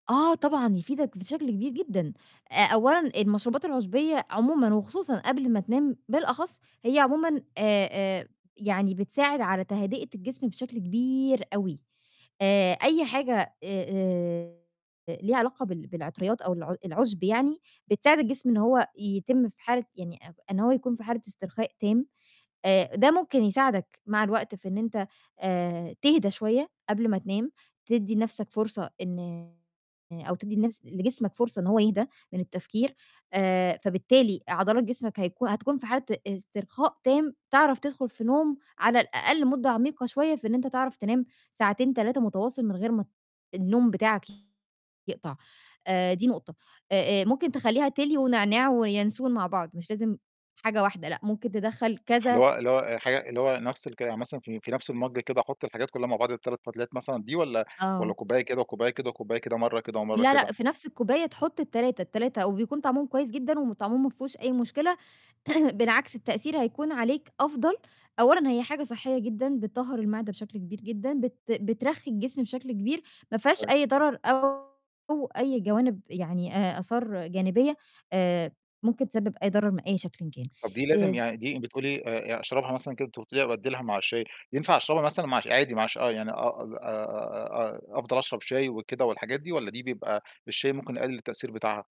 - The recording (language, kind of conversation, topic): Arabic, advice, إزاي أتعامل مع إني بصحى كذا مرة بالليل ومبعرفش أنام تاني بسهولة؟
- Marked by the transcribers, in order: distorted speech; tapping; throat clearing